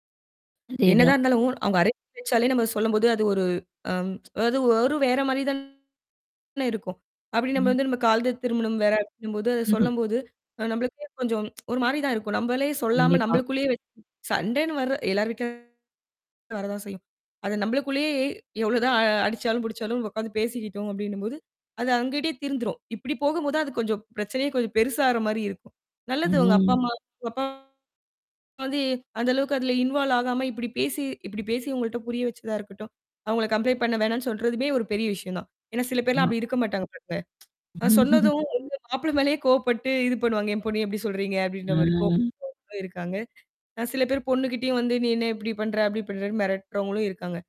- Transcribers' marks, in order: other background noise; distorted speech; tsk; mechanical hum; tsk; tapping; drawn out: "ம்"; in English: "இன்வால்வ்"; in English: "கம்ப்ளெயின்ட்"; tsk; laugh; drawn out: "ஆ"; unintelligible speech
- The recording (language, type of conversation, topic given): Tamil, podcast, நீங்கள் அன்பான ஒருவரை இழந்த அனுபவம் என்ன?